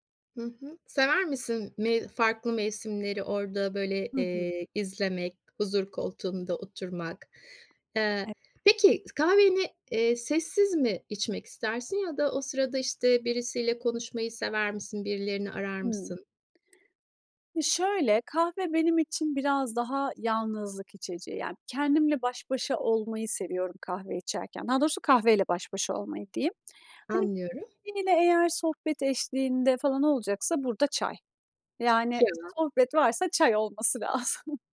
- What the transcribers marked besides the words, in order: tapping; unintelligible speech; laughing while speaking: "lazım"
- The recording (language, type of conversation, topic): Turkish, podcast, Sabah kahve ya da çay içme ritüelin nasıl olur ve senin için neden önemlidir?